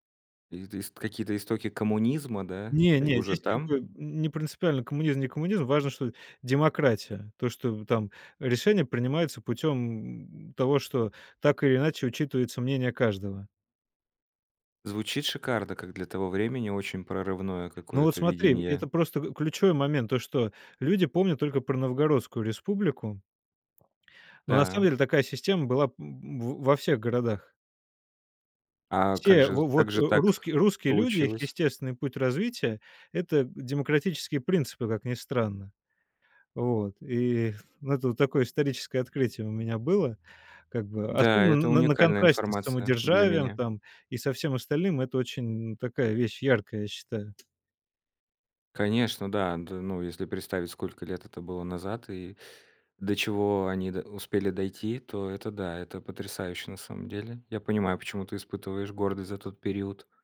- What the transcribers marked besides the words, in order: tapping; swallow
- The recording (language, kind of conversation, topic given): Russian, podcast, Что для тебя значит гордость за свою культуру?